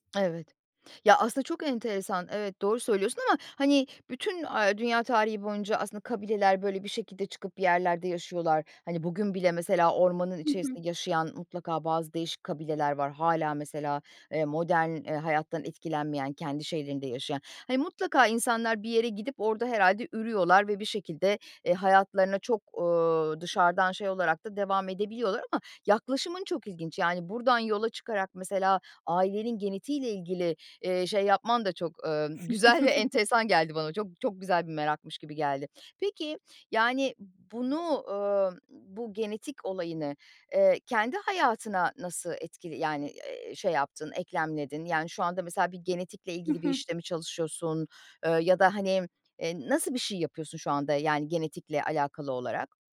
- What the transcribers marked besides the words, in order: other background noise; tapping; chuckle
- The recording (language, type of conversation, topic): Turkish, podcast, DNA testleri aile hikâyesine nasıl katkı sağlar?